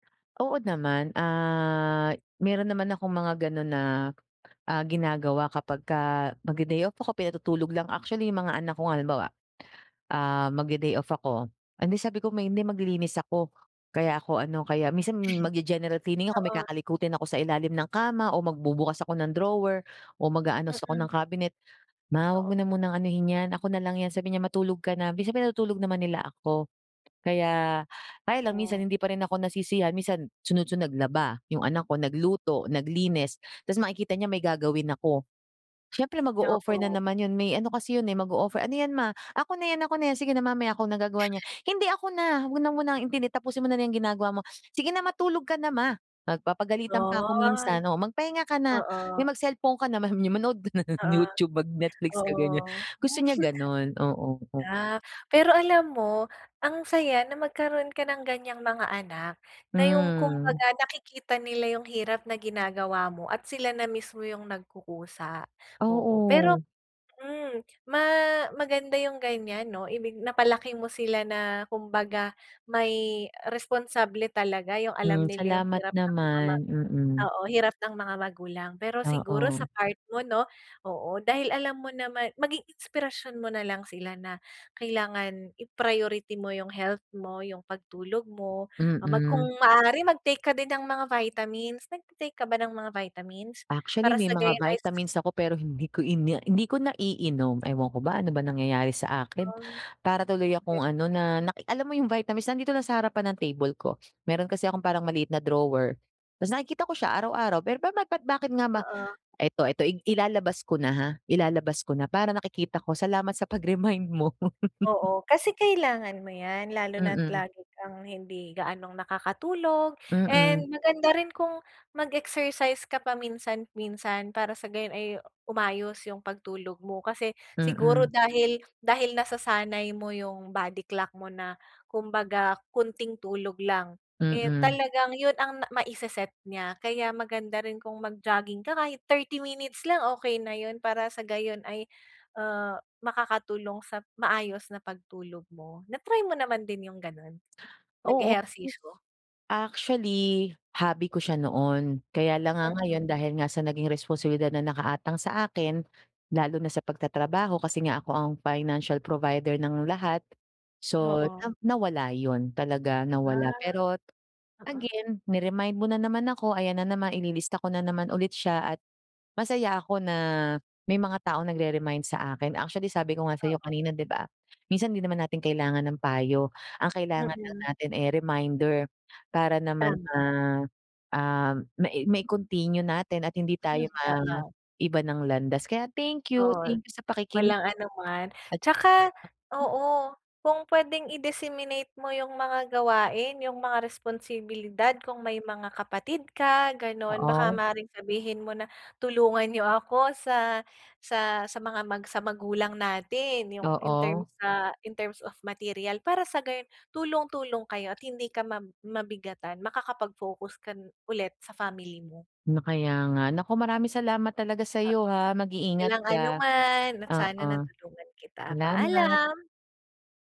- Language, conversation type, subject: Filipino, advice, Paano ko uunahin ang pahinga kahit abala ako?
- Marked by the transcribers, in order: chuckle; "mag-aayos" said as "mag-aanos"; chuckle; laughing while speaking: "sabi niya manood ka ng"; chuckle; laughing while speaking: "mo"; laugh; in English: "financial provider"; in English: "in terms sa in terms of material"